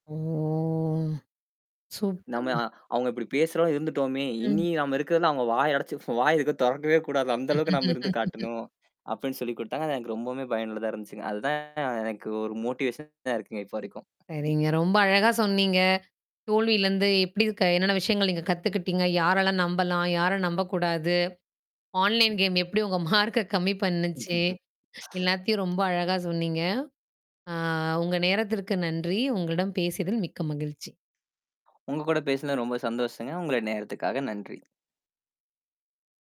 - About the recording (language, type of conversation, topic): Tamil, podcast, தோல்வியைச் சந்தித்தபோது நீங்கள் என்ன கற்றுக்கொண்டீர்கள்?
- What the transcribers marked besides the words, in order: drawn out: "ஓ!"; static; tapping; laugh; distorted speech; in English: "மொட்டிவேஷனா"; other background noise; in English: "ஆன்லைன் கேம்"; mechanical hum; laugh; drawn out: "அ"